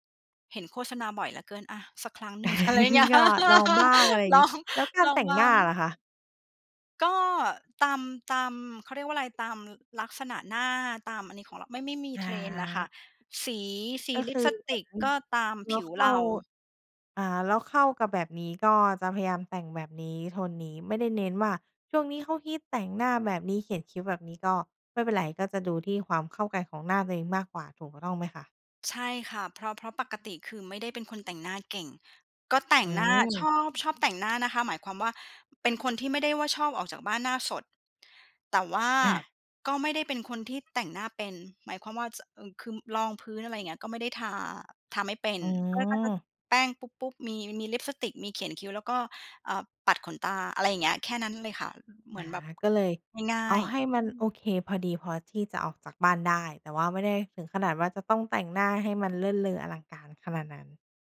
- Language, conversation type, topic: Thai, podcast, ชอบแต่งตัวตามเทรนด์หรือคงสไตล์ตัวเอง?
- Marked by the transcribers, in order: chuckle; laughing while speaking: "อะไรอย่างเงี้ย"; unintelligible speech; other background noise; other noise